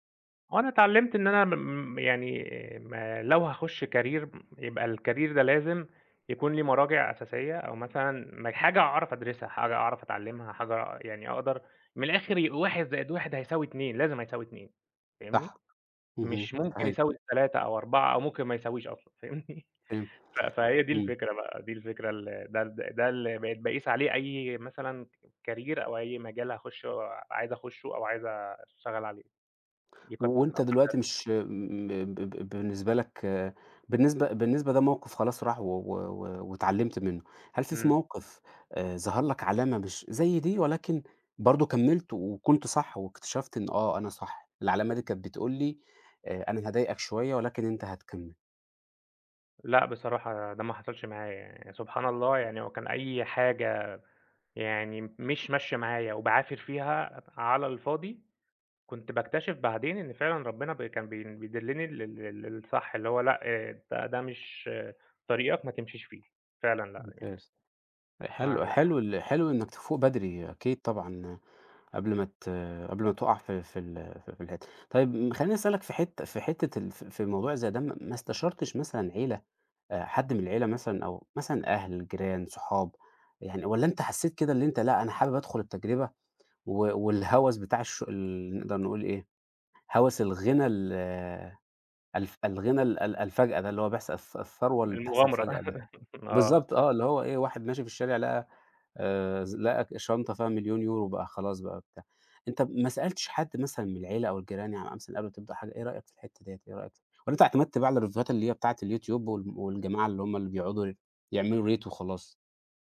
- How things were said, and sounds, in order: in English: "career"; in English: "الcareer"; laughing while speaking: "فاهمني"; in English: "career"; unintelligible speech; tapping; other noise; unintelligible speech; unintelligible speech; laugh; in English: "الريفيوهات"; in English: "ريت"
- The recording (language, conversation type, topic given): Arabic, podcast, إزاي بتتعامل مع الفشل لما بيحصل؟